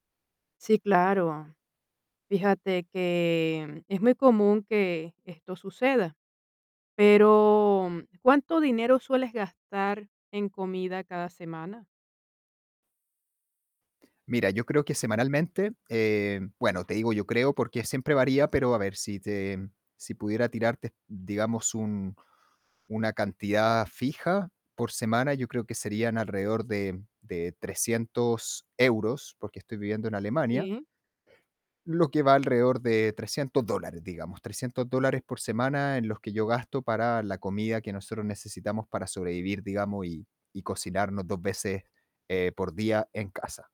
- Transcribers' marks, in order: tapping
- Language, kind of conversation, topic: Spanish, advice, ¿Cómo puedo comer sano con poco dinero sin aburrirme ni gastar de más?